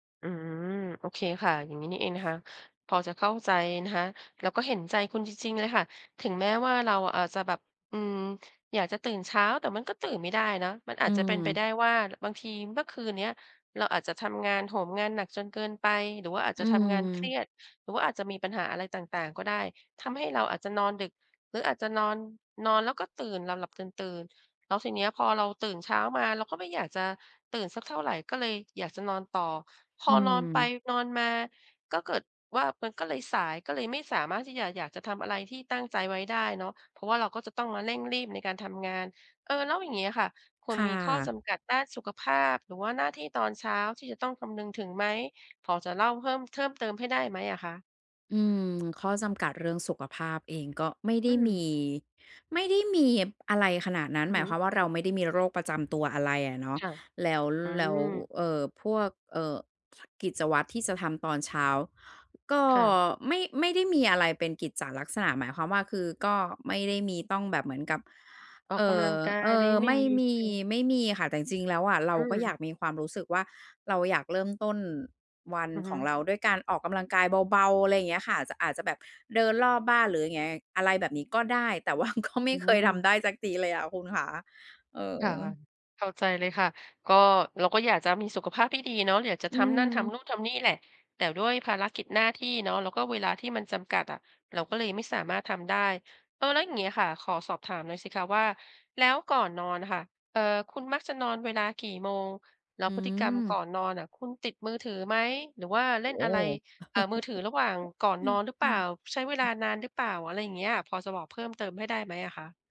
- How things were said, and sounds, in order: tapping; other background noise; "เพิ่ม" said as "เทิ่ม"; other noise; laughing while speaking: "แต่ว่าก็ไม่เคย"; chuckle
- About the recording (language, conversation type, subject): Thai, advice, จะเริ่มสร้างกิจวัตรตอนเช้าแบบง่าย ๆ ให้ทำได้สม่ำเสมอควรเริ่มอย่างไร?